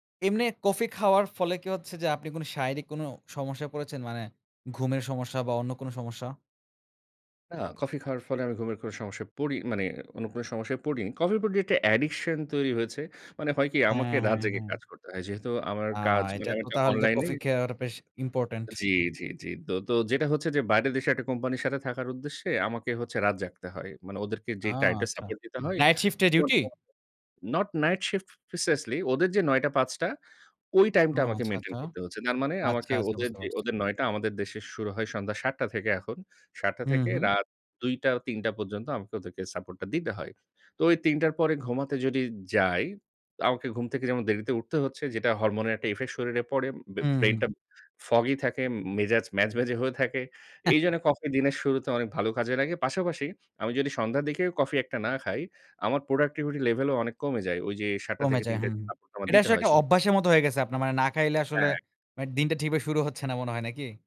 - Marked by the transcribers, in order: other street noise; in English: "addiction"; in English: "Night shift"; tapping; unintelligible speech; in English: "not night shift preciously"; in English: "maintain"; in English: "ইফে"; "ইফেক্ট" said as "ইফে"; in English: "foggy"; scoff; in English: "productivity level"; "ভাবে" said as "ভায়"
- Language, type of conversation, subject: Bengali, podcast, বিদেশে দেখা কারো সঙ্গে বসে চা-কফি খাওয়ার স্মৃতি কীভাবে শেয়ার করবেন?